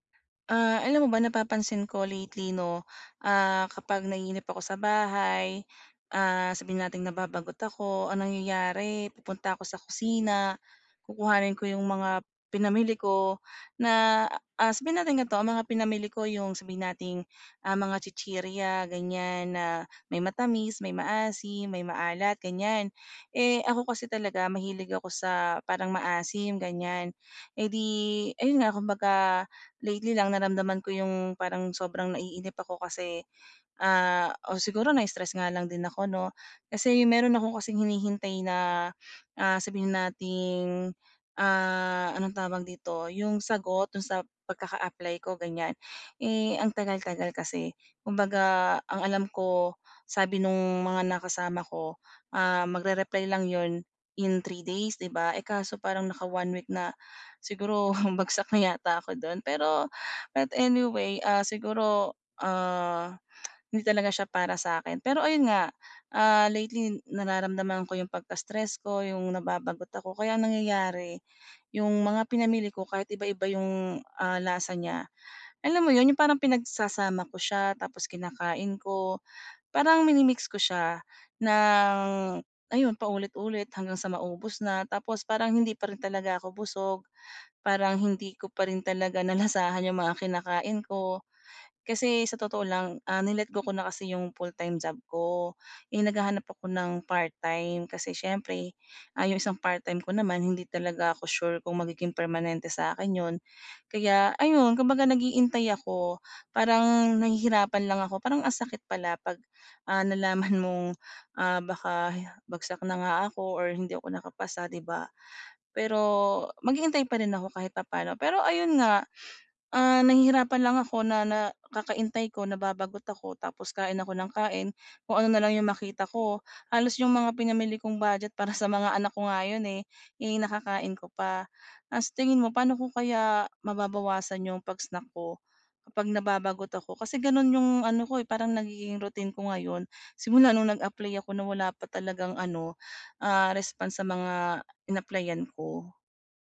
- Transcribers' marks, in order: other background noise; tapping
- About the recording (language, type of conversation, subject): Filipino, advice, Paano ko mababawasan ang pagmemeryenda kapag nababagot ako sa bahay?